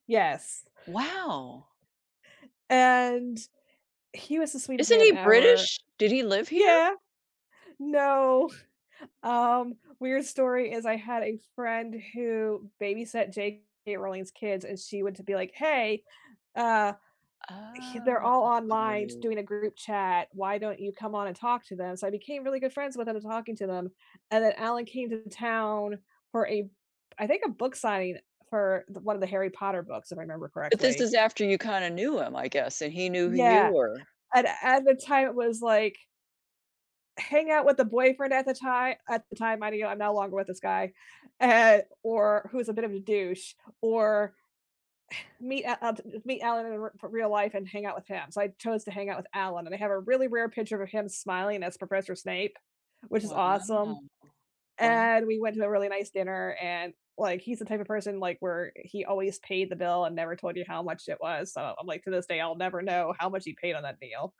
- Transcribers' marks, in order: drawn out: "Oh"; laughing while speaking: "and"; sigh
- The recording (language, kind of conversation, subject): English, unstructured, Which underrated performer do you champion, and what standout performance proves they deserve more recognition?
- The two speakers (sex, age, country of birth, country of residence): female, 45-49, United States, United States; female, 65-69, United States, United States